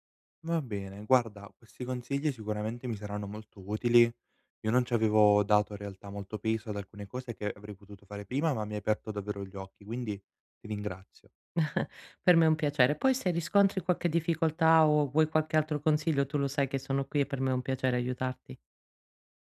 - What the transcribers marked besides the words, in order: chuckle; "qualche" said as "quacche"
- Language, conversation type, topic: Italian, advice, Perché faccio fatica a iniziare un nuovo obiettivo personale?